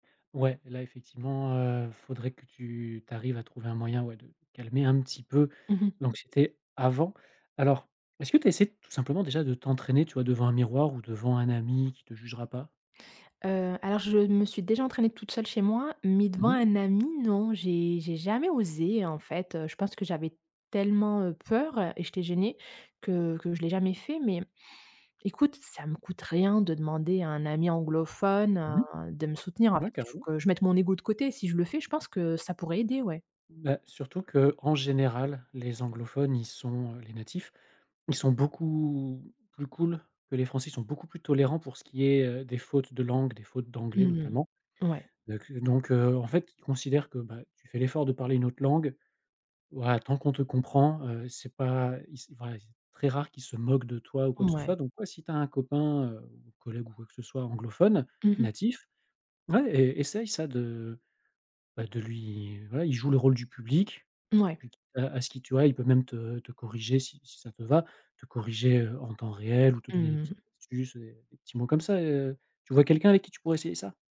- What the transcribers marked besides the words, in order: stressed: "avant"; other background noise
- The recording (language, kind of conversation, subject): French, advice, Comment décririez-vous votre anxiété avant de prendre la parole en public ?